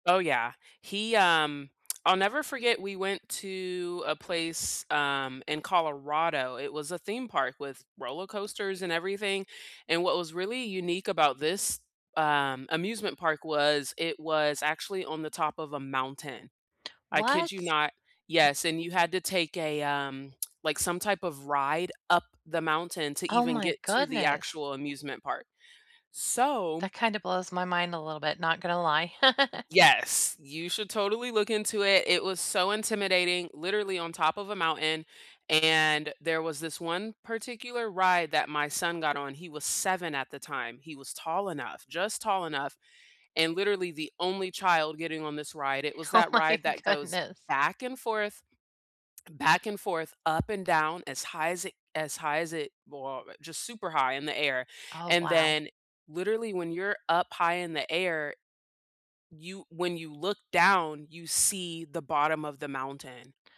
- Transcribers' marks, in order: tsk; other background noise; tsk; laugh; laughing while speaking: "Oh, my goodness"
- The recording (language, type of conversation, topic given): English, unstructured, What’s your favorite way to get outdoors where you live, and what makes it special?